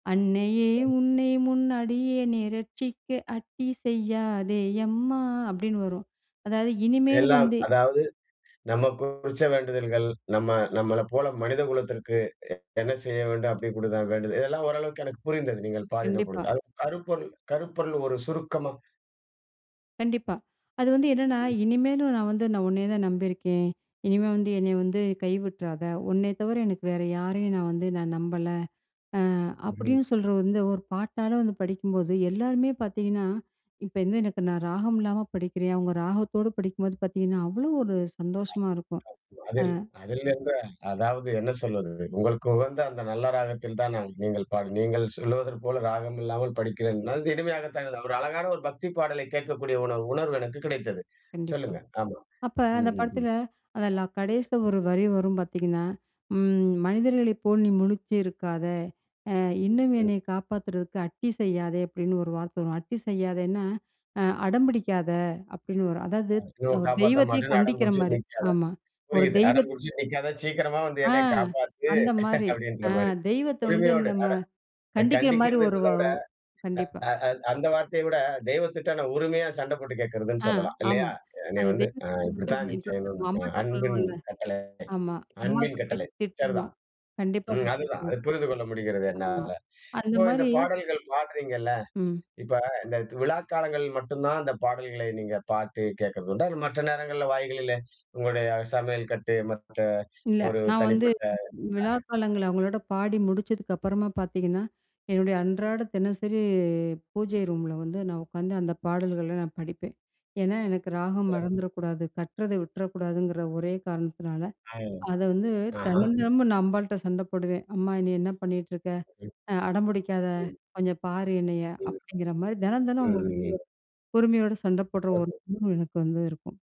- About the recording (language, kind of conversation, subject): Tamil, podcast, விழா பாடல்கள் உங்கள் நினைவுகளில் எவ்வாறு இடம் பிடிக்கின்றன?
- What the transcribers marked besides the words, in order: singing: "அன்னையே! உன்னை முன்னடியே நீ இரட்சிக்க அட்டி செய்யாதேயம்மா"; other background noise; other noise; unintelligible speech; unintelligible speech